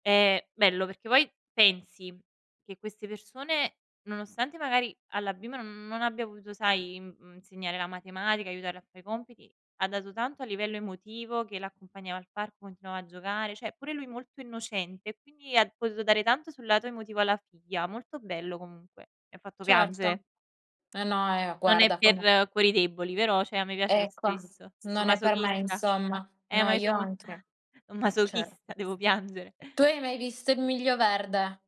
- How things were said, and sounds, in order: tapping; "cioè" said as "ceh"; chuckle; other background noise
- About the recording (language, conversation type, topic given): Italian, unstructured, Qual è il film che ti ha fatto riflettere di più?